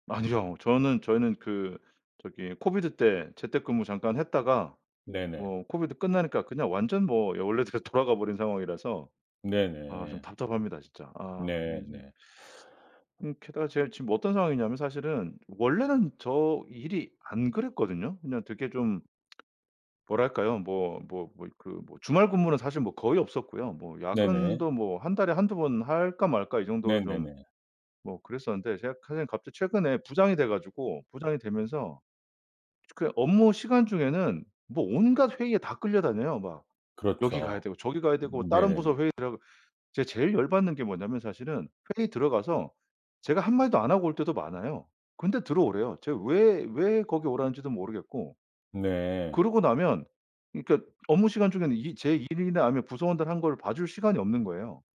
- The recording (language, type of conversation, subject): Korean, advice, 일과 삶의 경계를 다시 세우는 연습이 필요하다고 느끼는 이유는 무엇인가요?
- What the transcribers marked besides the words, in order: laughing while speaking: "원래대로 돌아가"; teeth sucking; unintelligible speech